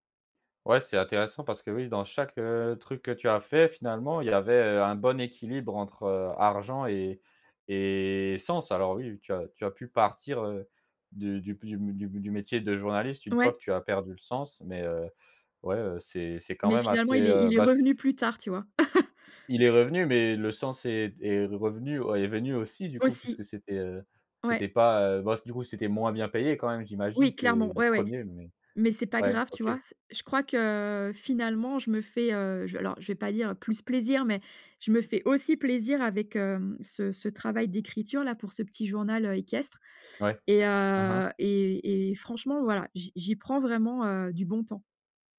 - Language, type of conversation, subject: French, podcast, Comment trouves-tu l’équilibre entre le sens et l’argent ?
- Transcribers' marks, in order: drawn out: "et"; tapping; chuckle